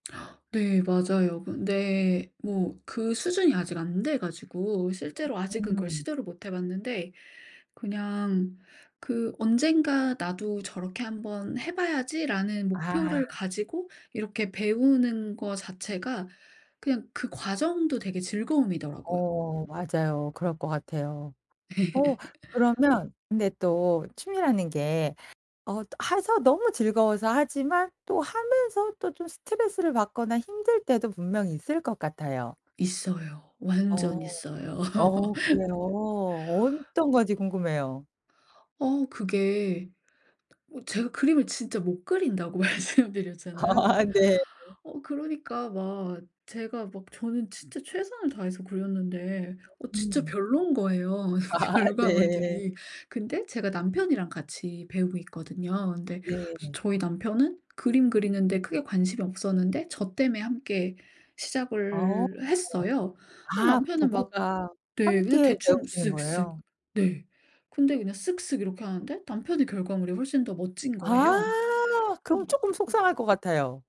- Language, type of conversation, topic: Korean, podcast, 지금 하고 있는 취미 중에서 가장 즐거운 건 무엇인가요?
- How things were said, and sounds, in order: laugh; laugh; other background noise; laughing while speaking: "말씀 드렸잖아요"; laughing while speaking: "아. 네"; laughing while speaking: "이 결과물들이"; laughing while speaking: "아. 네"